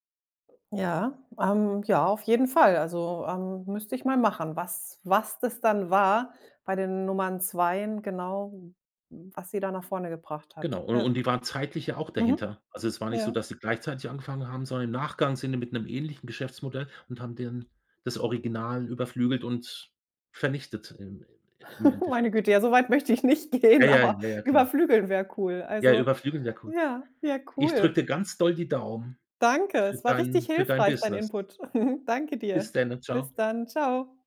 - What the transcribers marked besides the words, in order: laugh; laughing while speaking: "gehen, aber"; chuckle
- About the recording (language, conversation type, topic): German, advice, Wie beeinflusst dich der Vergleich mit anderen beim eigenen Schaffen?